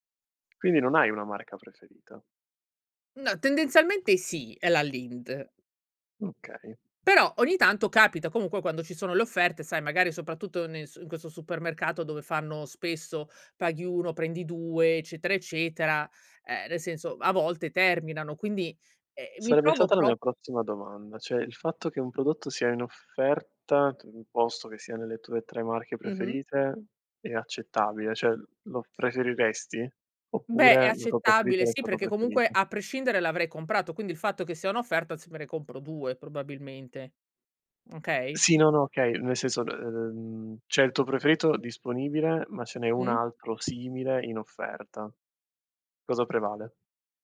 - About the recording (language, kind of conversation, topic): Italian, podcast, Come riconosci che sei vittima della paralisi da scelta?
- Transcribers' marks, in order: tapping; other background noise